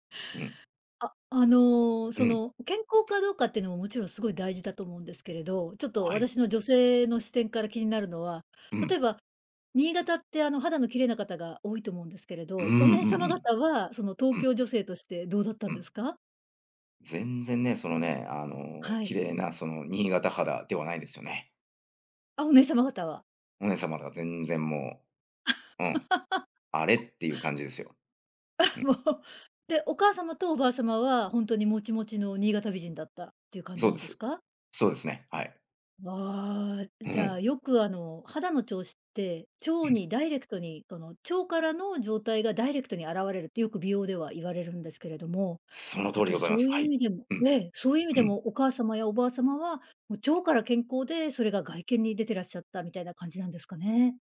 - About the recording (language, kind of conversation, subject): Japanese, podcast, 食文化に関して、特に印象に残っている体験は何ですか?
- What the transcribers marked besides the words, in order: tapping; laugh; laughing while speaking: "あ、もう"; throat clearing